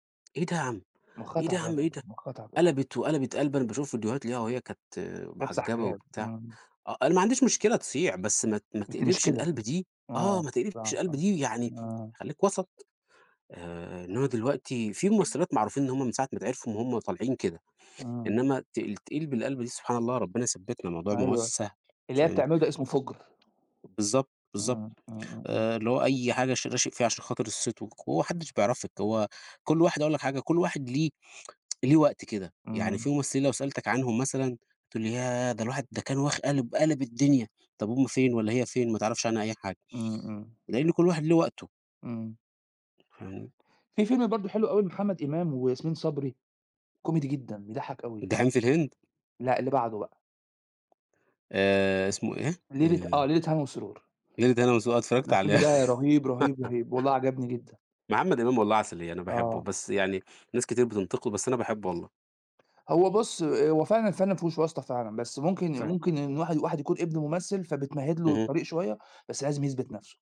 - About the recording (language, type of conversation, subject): Arabic, unstructured, إيه الفيلم اللي غيّر نظرتك للحياة؟
- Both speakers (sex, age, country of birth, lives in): male, 30-34, Egypt, Portugal; male, 40-44, Italy, Italy
- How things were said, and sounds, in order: tapping; other background noise; tsk; laugh